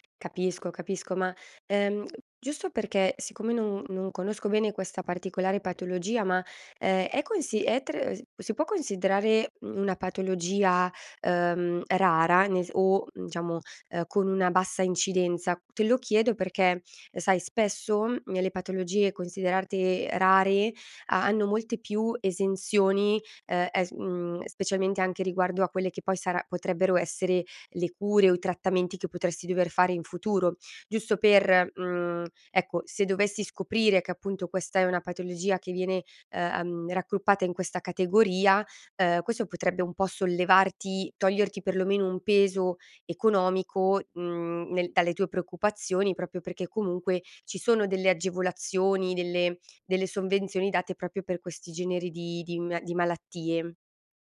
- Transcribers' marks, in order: "considerate" said as "considerarte"; "proprio" said as "propio"; "proprio" said as "propio"
- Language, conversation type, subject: Italian, advice, Come posso gestire una diagnosi medica incerta mentre aspetto ulteriori esami?